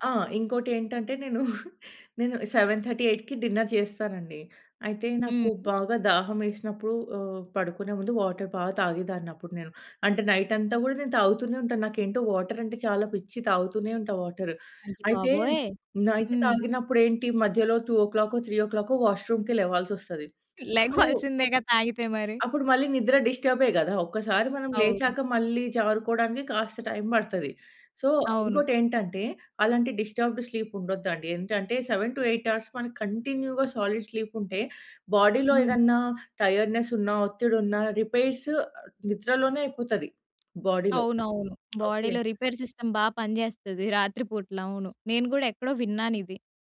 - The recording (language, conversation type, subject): Telugu, podcast, రాత్రి మెరుగైన నిద్ర కోసం మీరు అనుసరించే రాత్రి రొటీన్ ఏమిటి?
- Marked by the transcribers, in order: giggle; in English: "సెవెన్ థర్టీ ఎయిట్‌కి డిన్నర్"; in English: "వాటర్"; in English: "వాటర్"; in English: "వాటర్"; in English: "నైట్"; in English: "టూ ఓ క్లాక్‌కో త్రీ ఓ క్లాక్‌కో వాష్రూమ్‌కి"; laughing while speaking: "లేగవలసిందే కదా!"; in English: "సో"; in English: "డిస్టర్బ్‌డ్ స్లీప్"; in English: "సెవెన్ టు ఎయిట్ అవర్స్ కంటిన్యూ‌గా సాలిడ్ స్లీప్"; in English: "బాడీ‌లో"; in English: "టైర్డ్‌నెస్"; in English: "రిపేర్స్"; in English: "బాడీలో"; in English: "బాడీలో రిపేర్ సిస్టమ్"; tapping